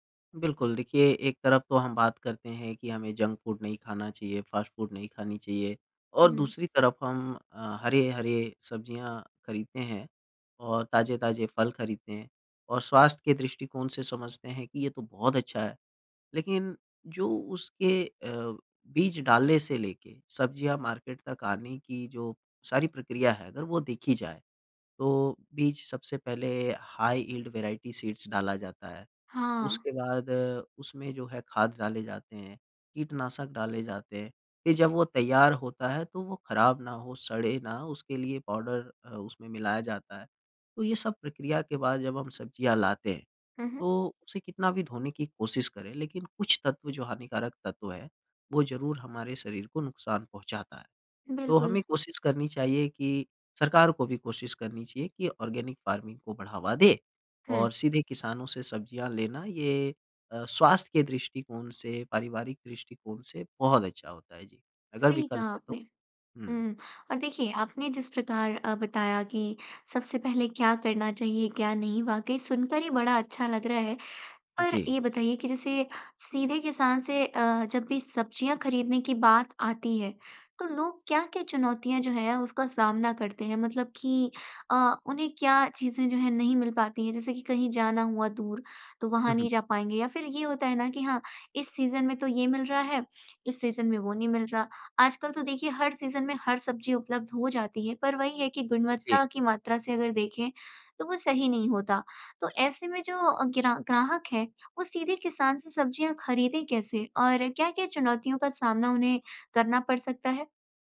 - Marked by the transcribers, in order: tapping; in English: "जंक फूड"; in English: "फ़ास्ट फ़ूड"; in English: "मार्केट"; in English: "हाई यील्ड वेराइटी सीड्स"; in English: "ऑर्गेनिक फ़ार्मिंग"; in English: "सीज़न"; in English: "सीज़न"; in English: "सीज़न"
- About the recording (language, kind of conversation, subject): Hindi, podcast, क्या आपने कभी किसान से सीधे सब्ज़ियाँ खरीदी हैं, और आपका अनुभव कैसा रहा?